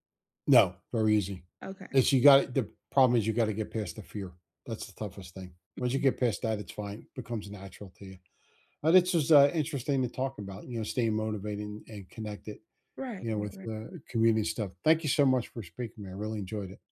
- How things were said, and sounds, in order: none
- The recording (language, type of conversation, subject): English, unstructured, How do motivation, community, and play help you feel better and more connected?